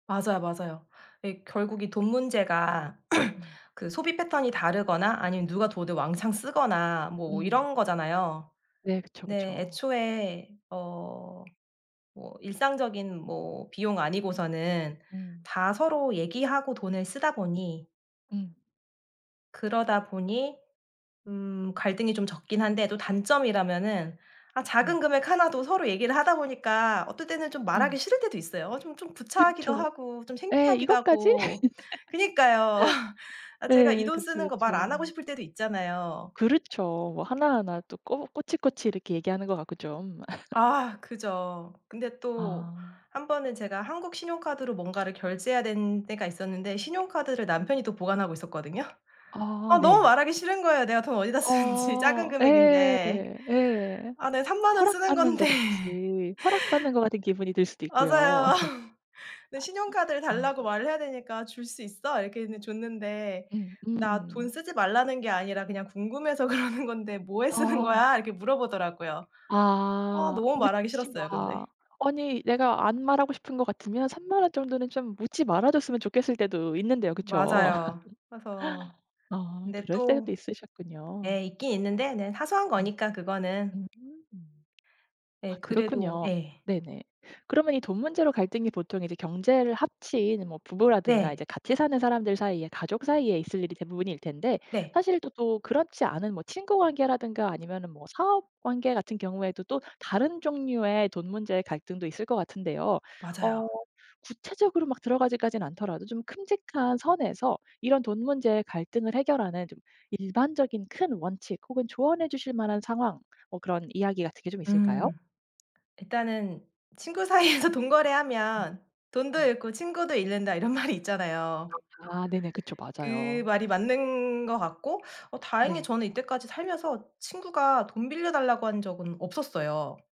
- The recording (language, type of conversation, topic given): Korean, podcast, 돈 문제로 갈등이 생기면 보통 어떻게 해결하시나요?
- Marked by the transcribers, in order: tapping; throat clearing; other background noise; laugh; laughing while speaking: "그니까요"; laugh; laughing while speaking: "쓰는지"; laughing while speaking: "쓰는 건데"; chuckle; laughing while speaking: "그러는 건데"; laugh; laughing while speaking: "사이에서"; laughing while speaking: "이런 말이"